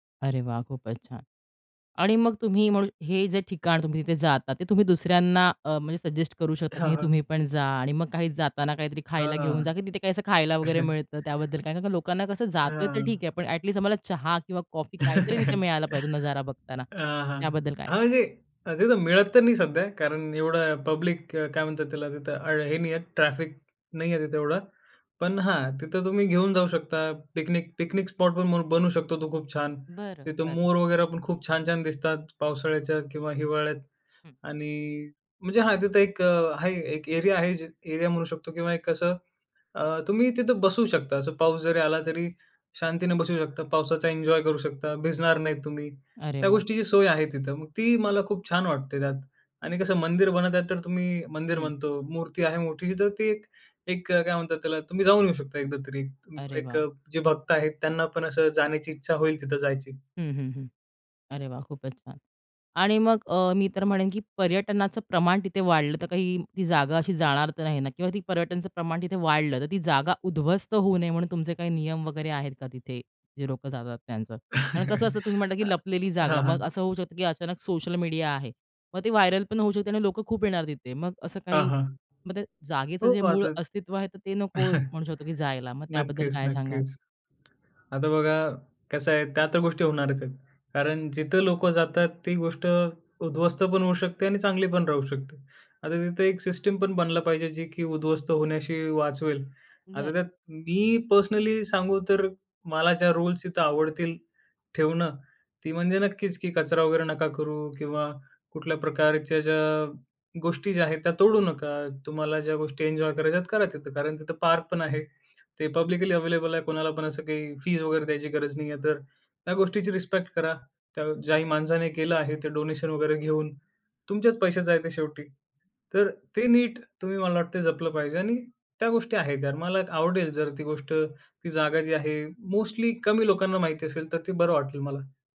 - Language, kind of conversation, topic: Marathi, podcast, शहरातील लपलेली ठिकाणे तुम्ही कशी शोधता?
- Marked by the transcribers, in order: in English: "सजेस्ट"; chuckle; other background noise; chuckle; chuckle; in English: "व्हायरल"; tapping; chuckle